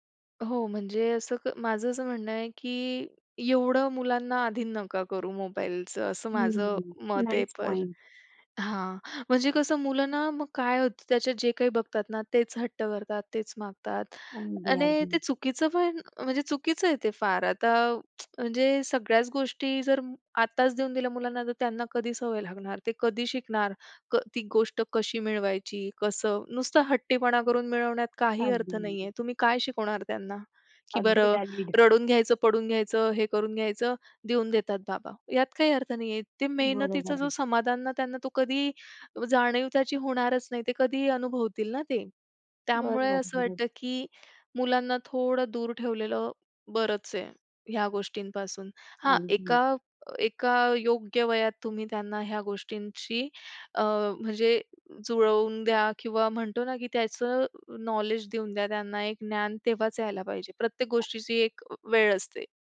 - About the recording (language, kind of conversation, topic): Marathi, podcast, घरातल्या लोकांशी फक्त ऑनलाइन संवाद ठेवल्यावर नात्यात बदल होतो का?
- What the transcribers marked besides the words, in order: sigh; lip smack; in English: "व्हॅलीड"; other noise